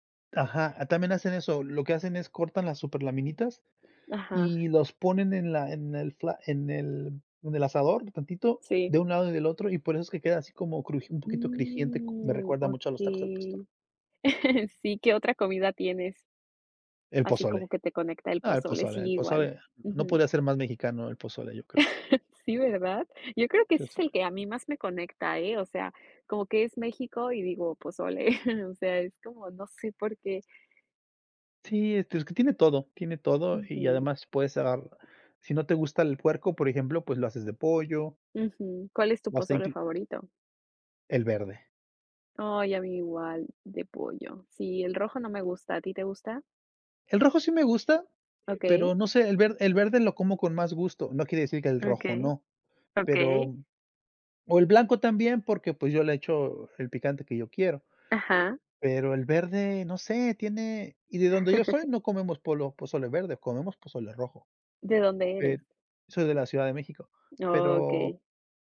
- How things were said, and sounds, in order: "crujiente" said as "crijiente"; drawn out: "Mm"; laugh; laugh; unintelligible speech; laugh; chuckle
- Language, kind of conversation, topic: Spanish, unstructured, ¿Qué papel juega la comida en la identidad cultural?
- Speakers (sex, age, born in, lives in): female, 30-34, Mexico, United States; male, 40-44, Mexico, United States